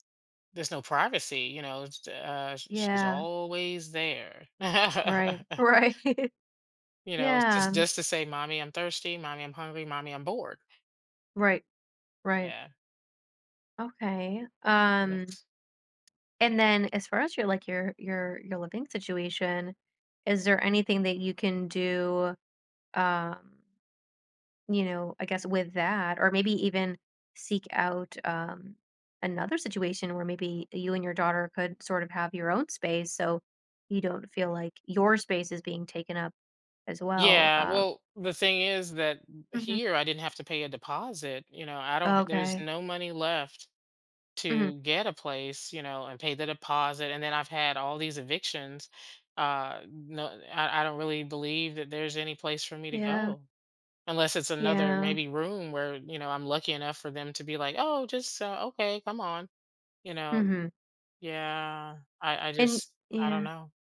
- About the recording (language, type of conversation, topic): English, advice, How can I cope with burnout at work?
- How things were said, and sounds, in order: chuckle; laughing while speaking: "Right"